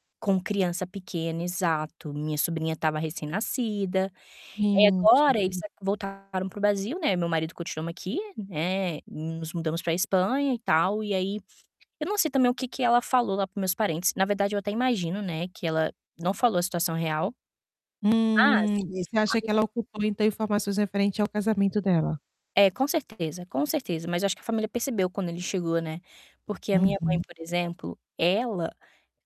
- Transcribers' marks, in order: distorted speech; other background noise
- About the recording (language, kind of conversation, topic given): Portuguese, advice, Como falar sobre finanças pessoais sem brigar com meu parceiro(a) ou família?